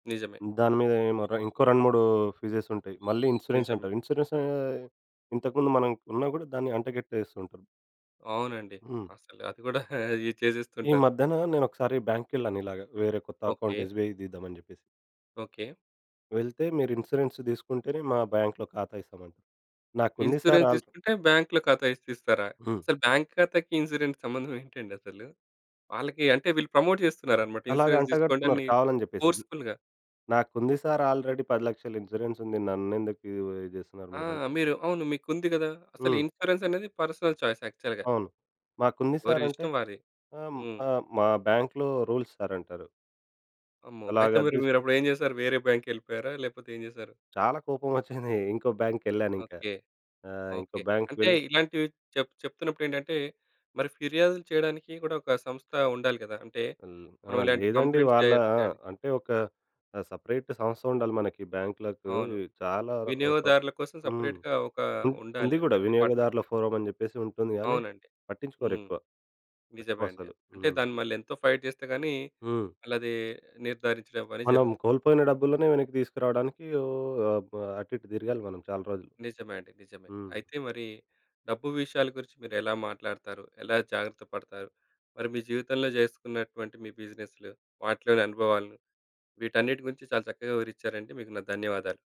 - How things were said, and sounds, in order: other background noise; in English: "ఫీజస్"; in English: "ఇన్స్యూరెన్స్"; in English: "ఇన్స్యూరెన్స్"; chuckle; in English: "అకౌంట్ ఎస్‌బి‌ఐ"; in English: "ఇన్స్యూరెన్స్"; in English: "ఇన్స్యూరెన్స్"; in English: "ఇన్స్యూరెన్స్‌కి"; in English: "ప్రమోట్"; in English: "ఇన్స్యూరెన్స్"; in English: "ఫోర్స్ఫుల్‌గా"; in English: "ఇన్స్యూరెన్స్"; in English: "ఇన్స్యూరెన్స్"; in English: "పర్సనల్ చాయిస్ యాక్చువల్‌గా"; in English: "రూల్స్"; chuckle; in English: "కంప్లెయింట్స్"; in English: "సెపరేట్"; in English: "సెపరేట్‌గా"; in English: "డిపార్ట్మెంట్"; in English: "ఫోరమ్"; in English: "ఫైట్"
- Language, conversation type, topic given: Telugu, podcast, డబ్బు విషయాల గురించి ఎలా మాట్లాడాలి?